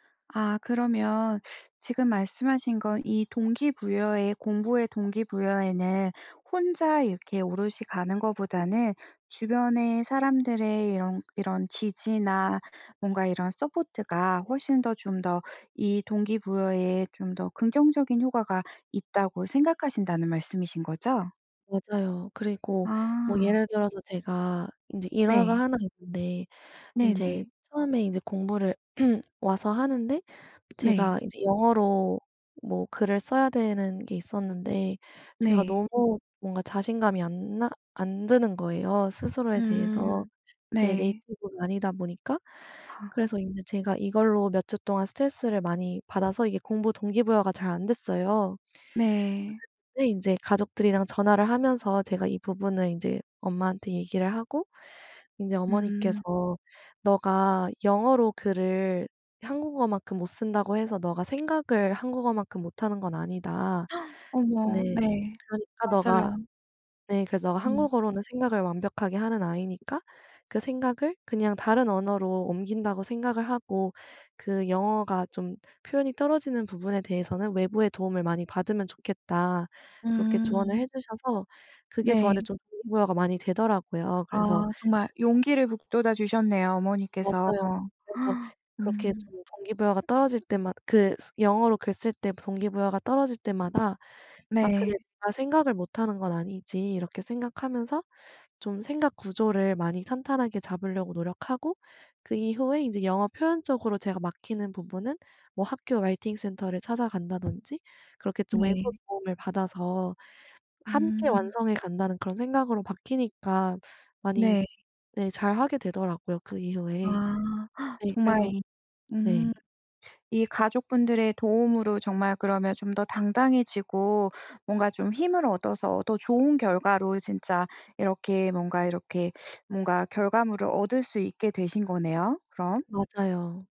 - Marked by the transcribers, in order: tapping; throat clearing; in English: "네이티브도"; gasp; gasp; other background noise; put-on voice: "라이팅 센터를"; in English: "라이팅 센터를"; gasp
- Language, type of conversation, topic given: Korean, podcast, 공부 동기는 보통 어떻게 유지하시나요?